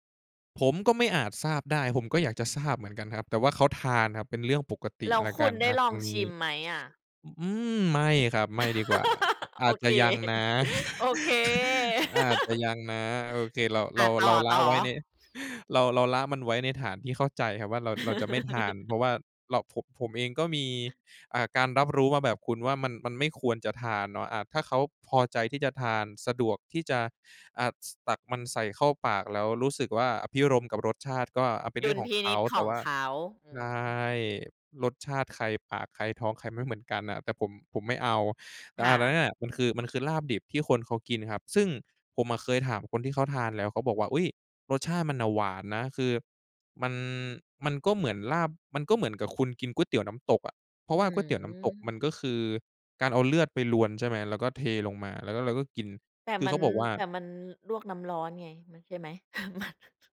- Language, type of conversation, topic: Thai, podcast, อาหารที่คุณเรียนรู้จากคนในบ้านมีเมนูไหนเด่นๆ บ้าง?
- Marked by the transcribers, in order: laugh; chuckle; chuckle; laughing while speaking: "ไม่"; chuckle